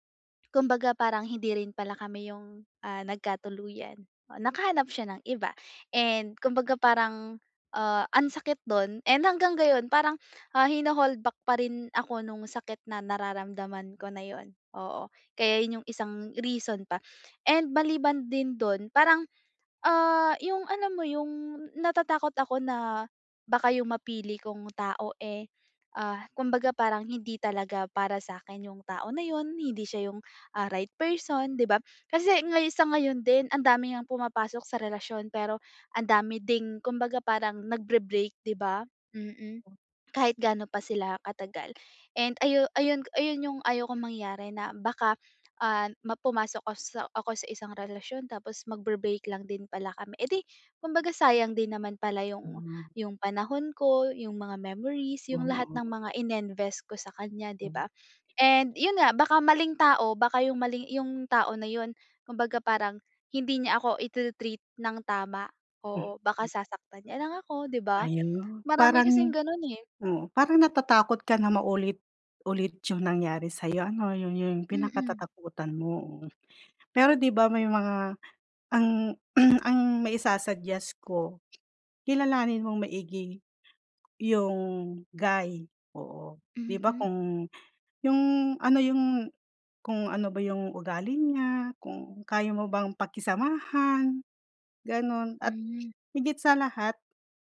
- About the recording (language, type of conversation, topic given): Filipino, advice, Bakit ako natatakot pumasok sa seryosong relasyon at tumupad sa mga pangako at obligasyon?
- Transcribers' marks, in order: other background noise; "pinakakinatatakutan" said as "pinakatatakutan"; throat clearing